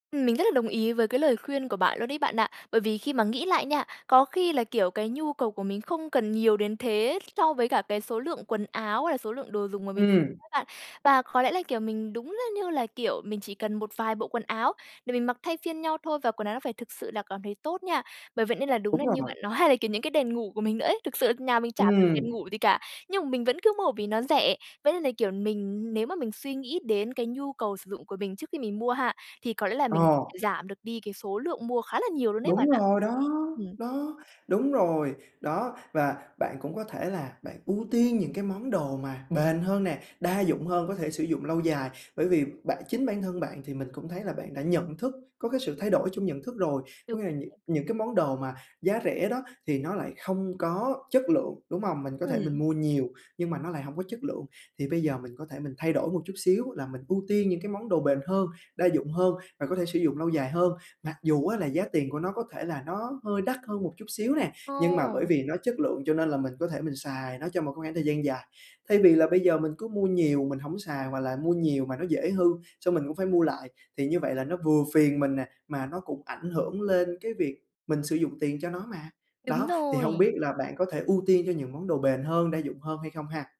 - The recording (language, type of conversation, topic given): Vietnamese, advice, Làm thế nào để ưu tiên chất lượng hơn số lượng khi mua sắm?
- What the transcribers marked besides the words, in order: tapping; other background noise; unintelligible speech